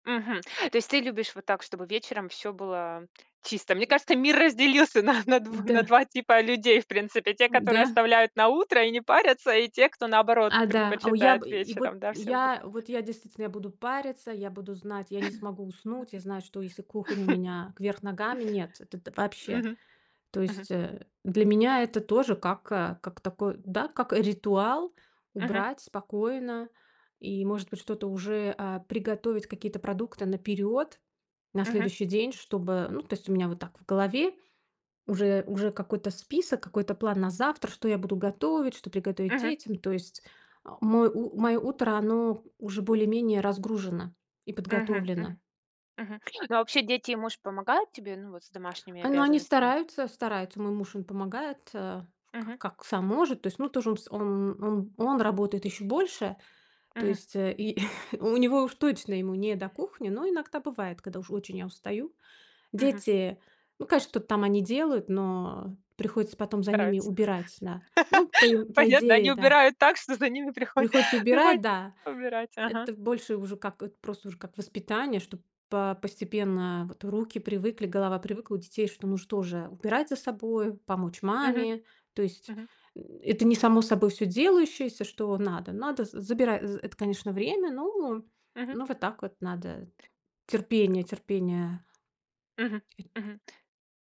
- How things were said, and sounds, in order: tapping; laughing while speaking: "на на дв на два типа людей, в принципе"; other background noise; chuckle; "вверх" said as "кверх"; chuckle; chuckle; laughing while speaking: "Понятно. Они убирают так, что за ними приход приходится ещё убирать"; "это" said as "эт"; grunt
- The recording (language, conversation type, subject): Russian, podcast, Что помогает тебе расслабиться после тяжёлого дня?